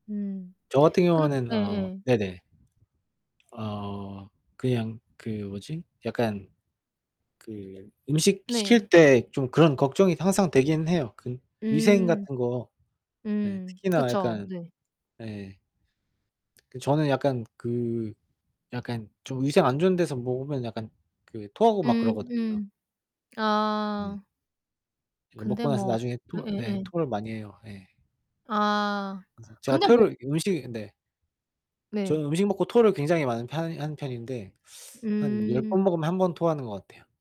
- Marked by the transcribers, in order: tapping; other background noise; distorted speech; teeth sucking
- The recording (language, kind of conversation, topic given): Korean, unstructured, 음식에서 이물질을 발견하면 어떻게 대처하시나요?